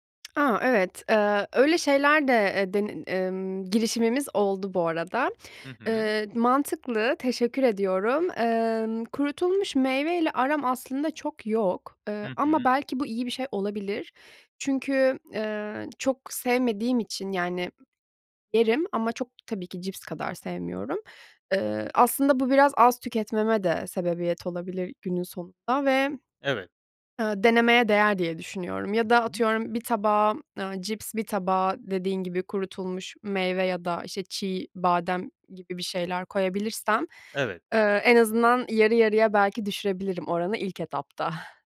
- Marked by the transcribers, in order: other background noise; giggle
- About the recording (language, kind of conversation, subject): Turkish, advice, Stresle başa çıkarken sağlıksız alışkanlıklara neden yöneliyorum?